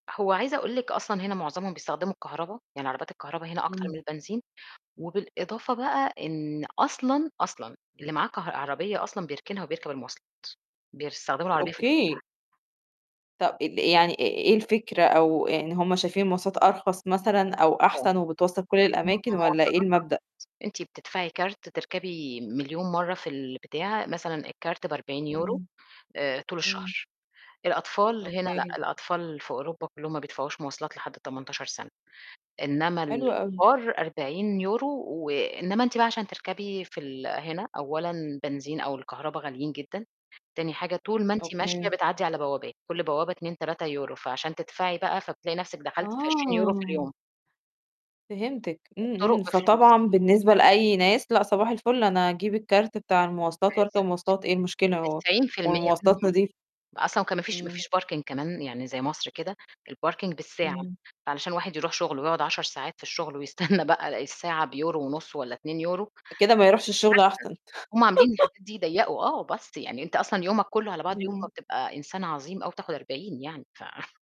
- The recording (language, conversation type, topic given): Arabic, podcast, إزاي نِقسّم مسؤوليات البيت بين الأطفال أو الشريك/الشريكة بطريقة بسيطة وسهلة؟
- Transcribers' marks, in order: distorted speech; drawn out: "آه"; in English: "parking"; in English: "الparking"; laughing while speaking: "ويستنّى بقى"; unintelligible speech; laugh; in English: "bus"